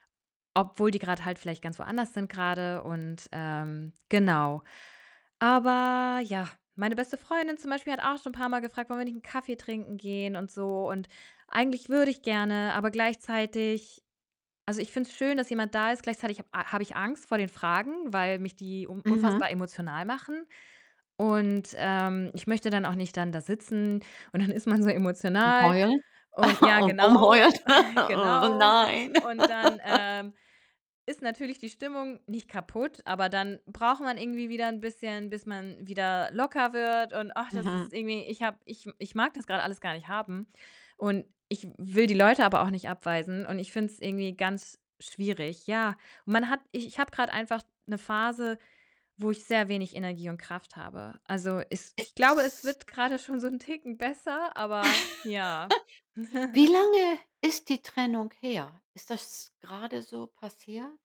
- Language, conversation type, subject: German, advice, Wie kann ich meiner Familie erklären, dass ich im Moment kaum Kraft habe, obwohl sie viel Energie von mir erwartet?
- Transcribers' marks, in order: distorted speech; laughing while speaking: "und dann ist man so"; other background noise; chuckle; unintelligible speech; laughing while speaking: "Rumheulen"; laugh; chuckle; laugh; drawn out: "s"; laugh; chuckle